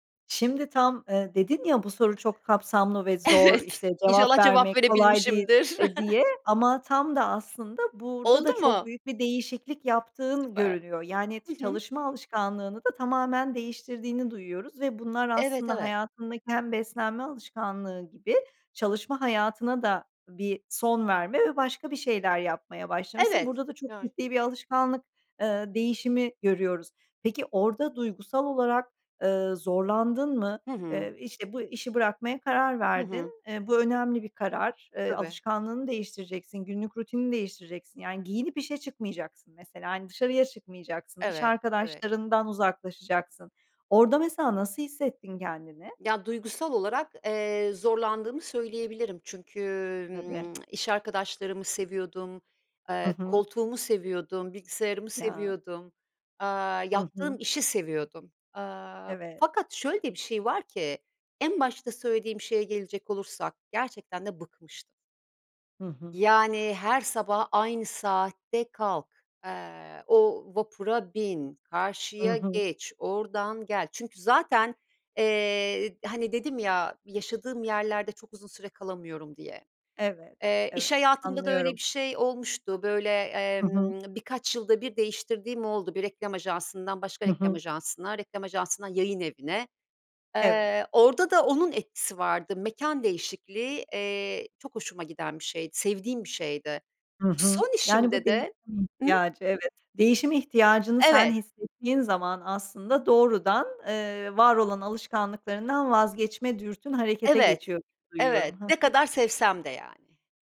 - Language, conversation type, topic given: Turkish, podcast, Alışkanlık değiştirirken ilk adımın ne olur?
- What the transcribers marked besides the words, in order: other background noise; laughing while speaking: "Evet!"; chuckle; tsk; tapping; tsk